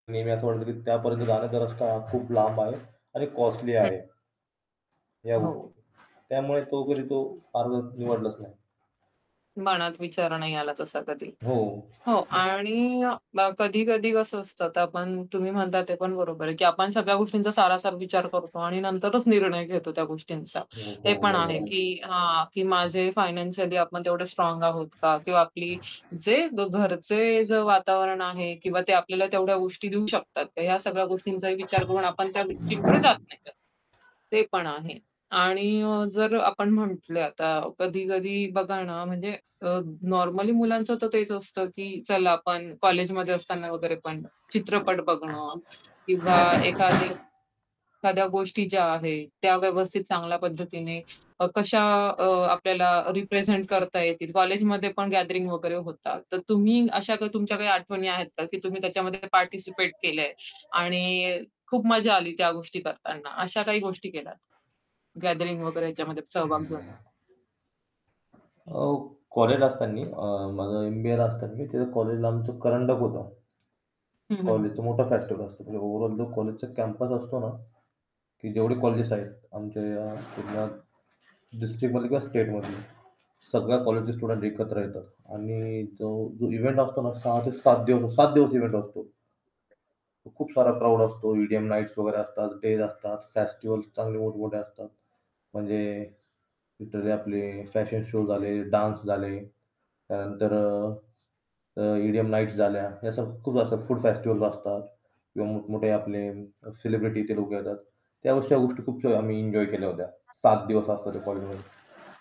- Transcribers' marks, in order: static; other background noise; distorted speech; tapping; horn; unintelligible speech; in English: "रिप्रेझेंट"; mechanical hum; background speech; bird; in English: "डान्स"
- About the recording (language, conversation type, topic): Marathi, unstructured, तुम्हाला सर्वात जास्त कोणता चित्रपट आवडतो आणि का?
- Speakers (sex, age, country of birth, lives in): female, 30-34, India, India; male, 25-29, India, India